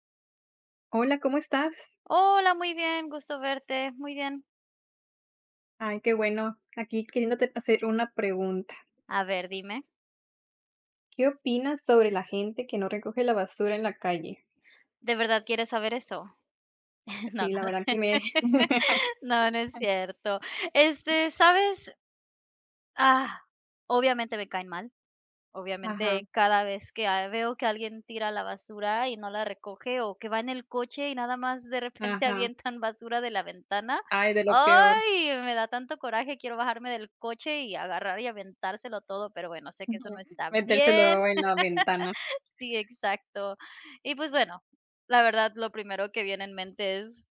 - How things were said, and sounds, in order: other background noise; laugh; laugh
- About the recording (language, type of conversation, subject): Spanish, unstructured, ¿Qué opinas sobre la gente que no recoge la basura en la calle?